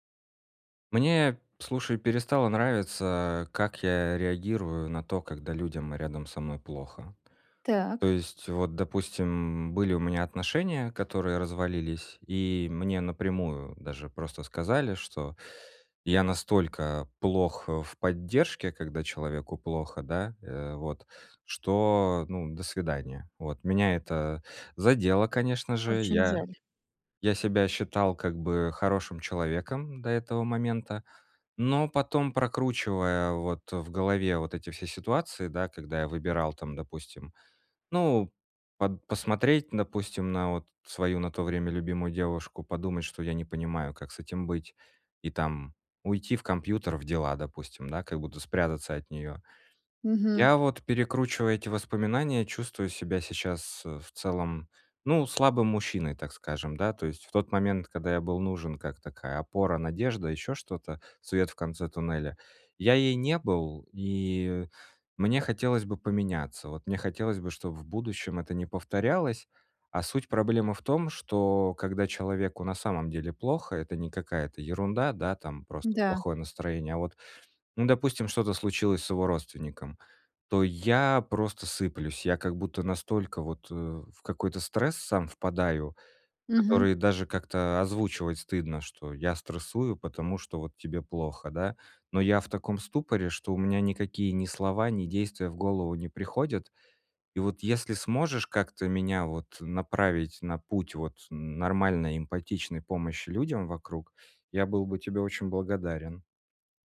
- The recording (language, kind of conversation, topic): Russian, advice, Как мне быть более поддерживающим другом в кризисной ситуации и оставаться эмоционально доступным?
- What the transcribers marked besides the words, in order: none